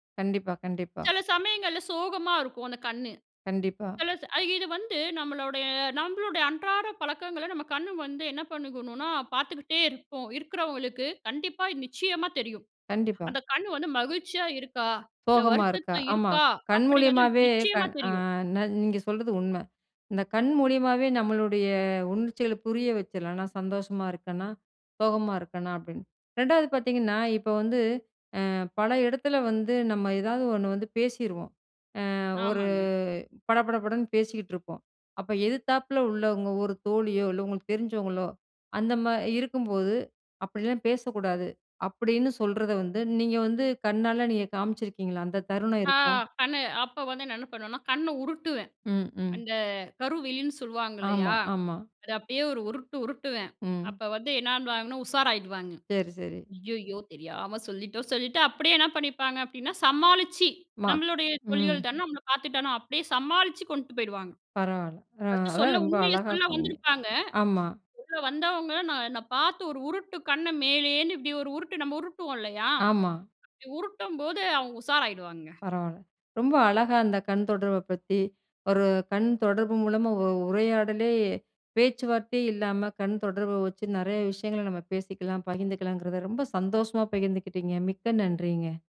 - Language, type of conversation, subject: Tamil, podcast, கண் தொடர்பு ஒரு உரையாடலின் போக்கை எப்படி மாற்றுகிறது?
- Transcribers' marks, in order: tapping